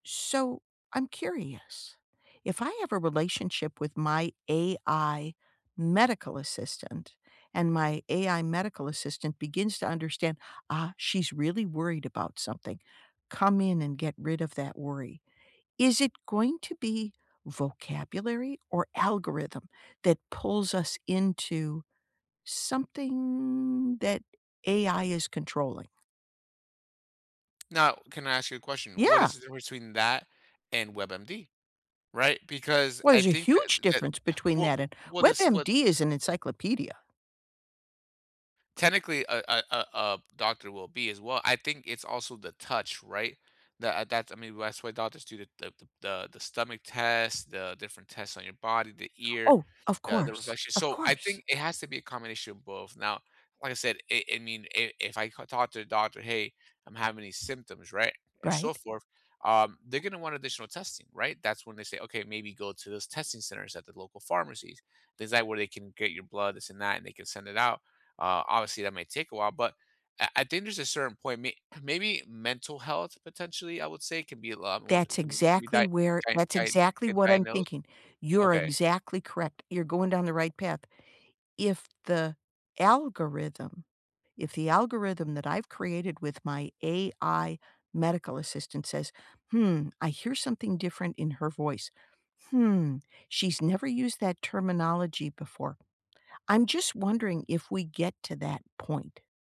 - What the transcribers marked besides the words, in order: drawn out: "something"; other background noise
- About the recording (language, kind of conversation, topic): English, unstructured, What is your favorite invention, and why?